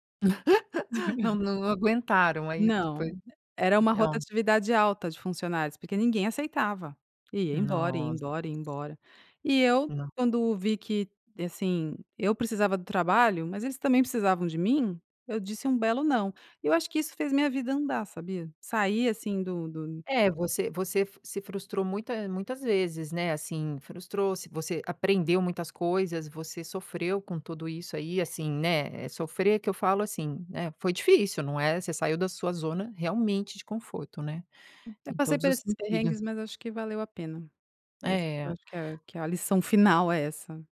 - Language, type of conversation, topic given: Portuguese, podcast, O que você aprendeu ao sair da sua zona de conforto?
- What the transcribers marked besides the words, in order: laugh